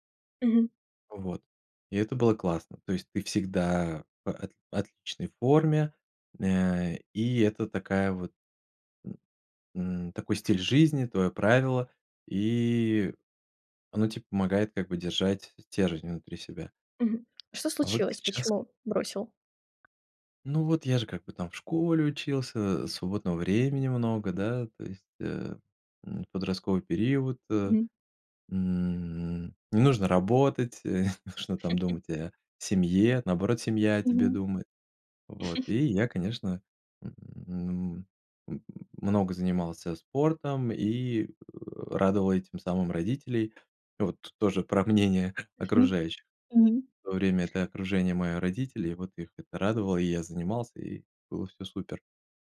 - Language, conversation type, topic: Russian, podcast, Как ты начинаешь менять свои привычки?
- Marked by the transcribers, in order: tapping; chuckle; chuckle; other background noise